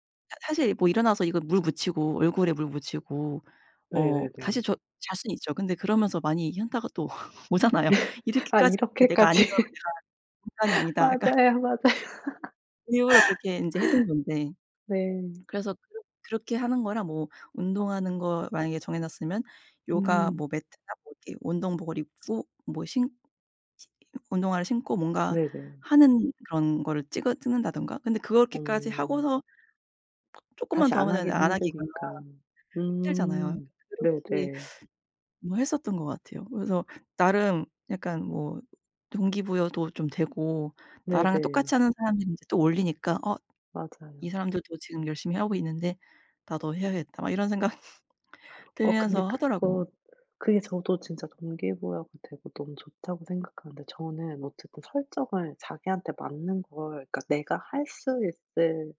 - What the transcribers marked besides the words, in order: tapping; chuckle; laugh; laughing while speaking: "이렇게까지"; laughing while speaking: "맞아요"; laugh; laughing while speaking: "생각"
- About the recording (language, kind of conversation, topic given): Korean, unstructured, 요즘은 아침을 어떻게 시작하는 게 좋을까요?
- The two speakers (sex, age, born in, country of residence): female, 30-34, South Korea, United States; female, 35-39, United States, United States